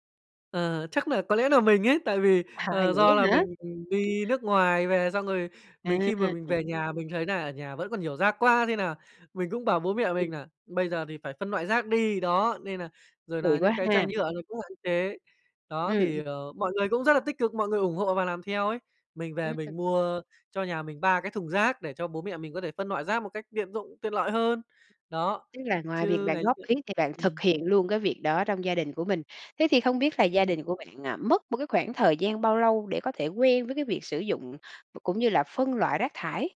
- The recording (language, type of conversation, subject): Vietnamese, podcast, Bạn thường làm gì để giảm rác thải nhựa trong gia đình?
- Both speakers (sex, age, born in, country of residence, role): female, 45-49, Vietnam, Vietnam, host; male, 25-29, Vietnam, Japan, guest
- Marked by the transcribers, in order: laughing while speaking: "À"; tapping; other background noise; "loại" said as "noại"